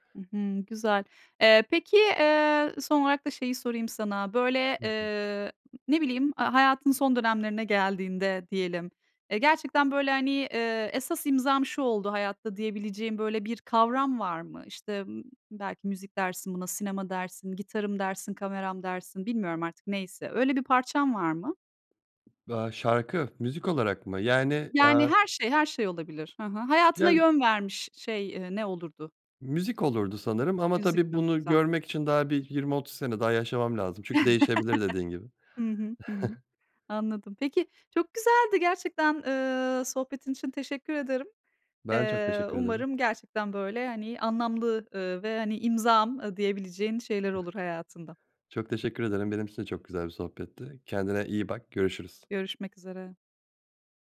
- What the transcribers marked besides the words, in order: tapping; chuckle; giggle
- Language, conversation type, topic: Turkish, podcast, Hangi parça senin imzan haline geldi ve neden?